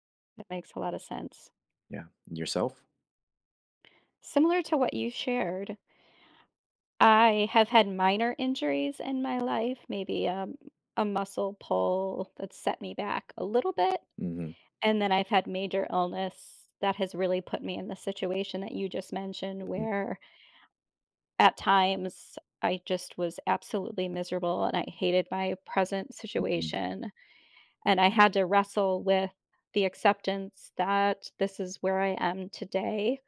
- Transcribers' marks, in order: none
- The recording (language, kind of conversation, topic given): English, unstructured, How can I stay hopeful after illness or injury?